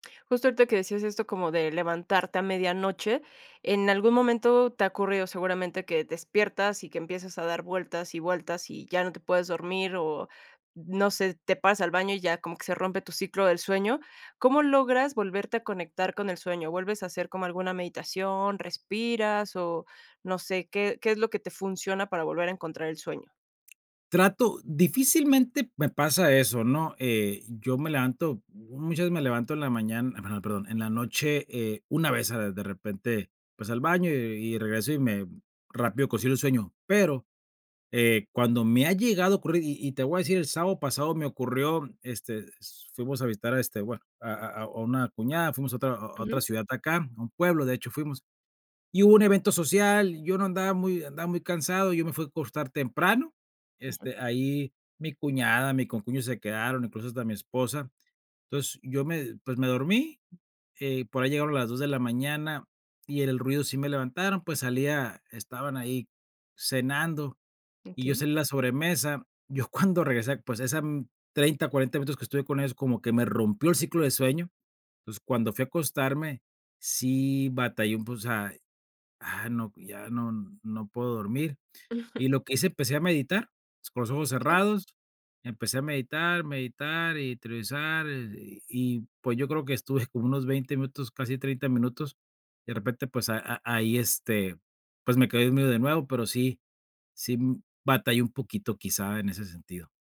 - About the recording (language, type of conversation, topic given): Spanish, podcast, ¿Qué hábitos te ayudan a dormir mejor por la noche?
- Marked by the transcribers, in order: other background noise; giggle; giggle; giggle